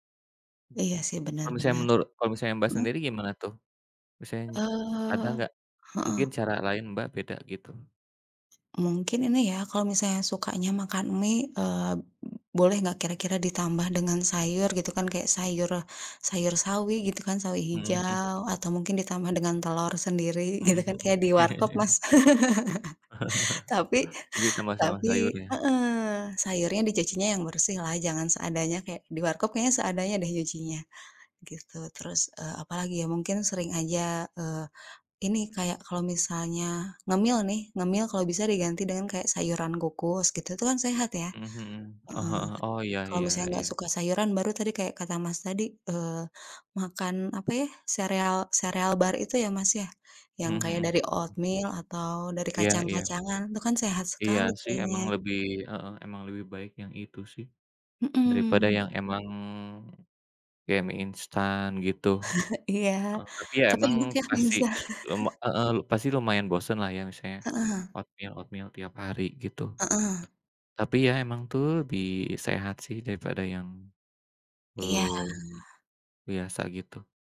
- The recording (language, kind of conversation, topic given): Indonesian, unstructured, Apakah generasi muda terlalu sering mengonsumsi makanan instan?
- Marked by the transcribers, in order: other background noise; laughing while speaking: "gitu kan"; chuckle; laugh; tapping; chuckle; laughing while speaking: "instan"; chuckle